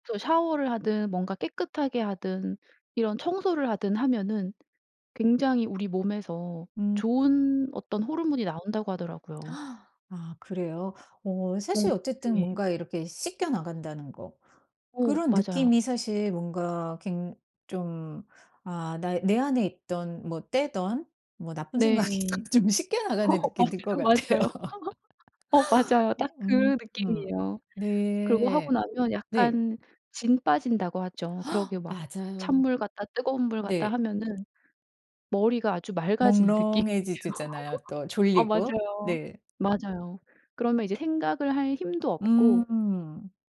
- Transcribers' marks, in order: tapping; other background noise; gasp; laugh; laughing while speaking: "맞아요, 맞아요"; laughing while speaking: "생각이든 좀 씻겨 나가는 느낌이 들 것 같아요"; laugh; laugh; gasp; gasp; laugh
- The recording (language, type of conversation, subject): Korean, podcast, 스트레스를 받을 때 보통 가장 먼저 무엇을 하시나요?